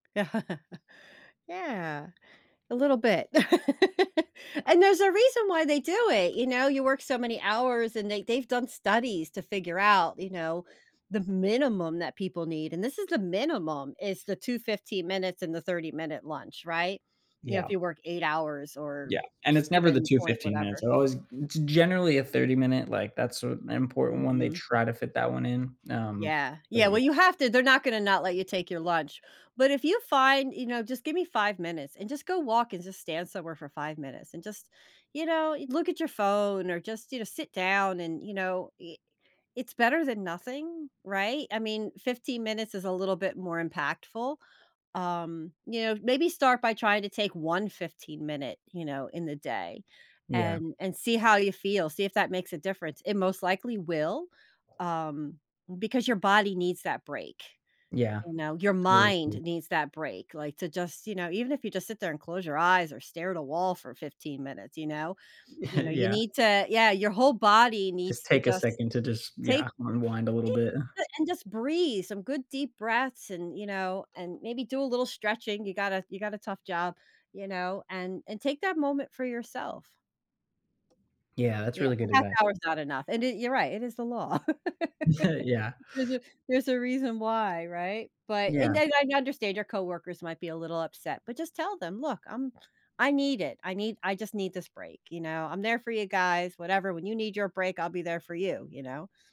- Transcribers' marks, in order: tapping; chuckle; other background noise; laugh; chuckle; unintelligible speech; chuckle
- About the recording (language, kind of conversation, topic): English, advice, How can I balance my work and personal life?